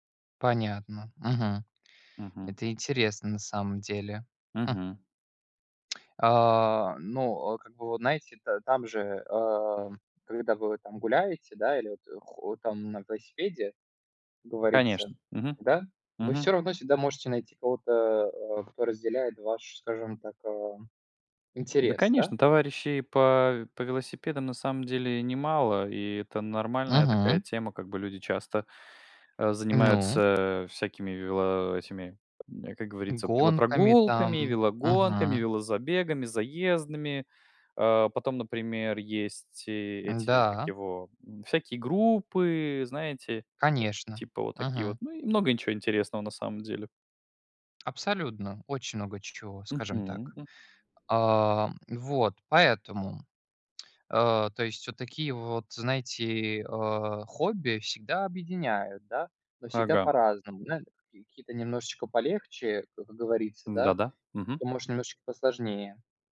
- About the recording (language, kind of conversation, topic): Russian, unstructured, Как хобби помогает заводить новых друзей?
- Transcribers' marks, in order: tsk; other background noise; tapping; other noise